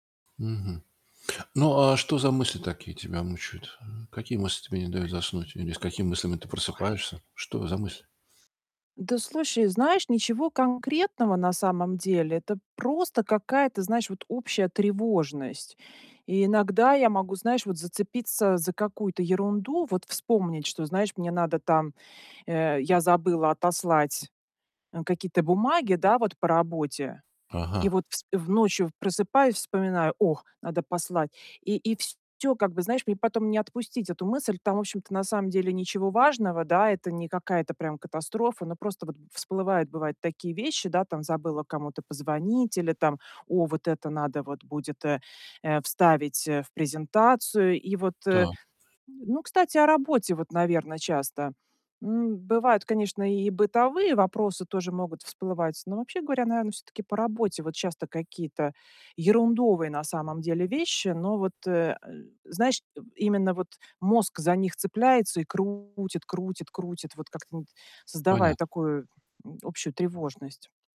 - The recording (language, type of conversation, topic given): Russian, advice, Как справиться с частыми ночными пробуждениями из-за тревожных мыслей?
- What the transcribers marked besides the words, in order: static; exhale; distorted speech; tapping